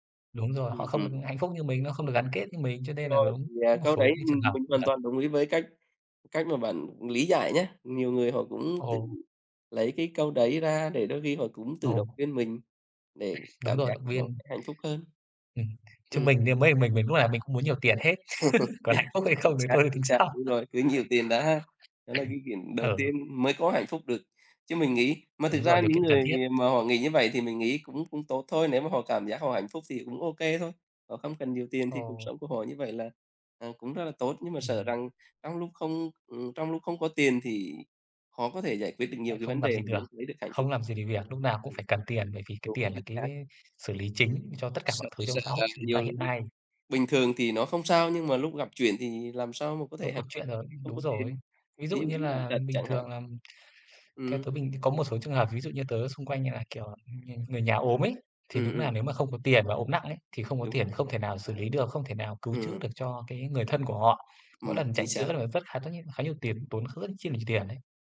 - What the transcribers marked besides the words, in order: tapping; other background noise; laugh; laugh; throat clearing
- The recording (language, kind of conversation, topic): Vietnamese, unstructured, Tiền bạc có phải là nguyên nhân chính gây căng thẳng trong cuộc sống không?